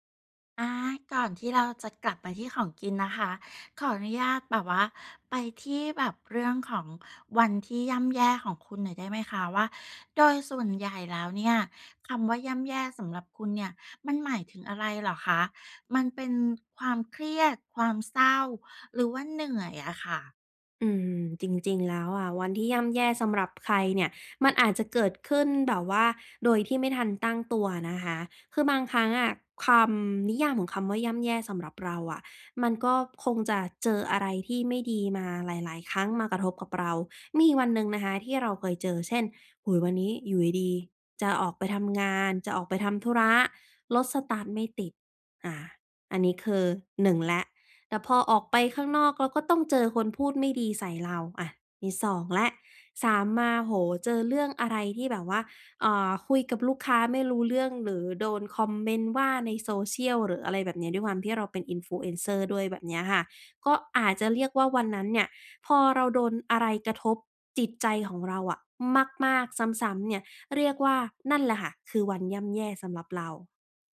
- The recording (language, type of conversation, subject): Thai, podcast, ในช่วงเวลาที่ย่ำแย่ คุณมีวิธีปลอบใจตัวเองอย่างไร?
- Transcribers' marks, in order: none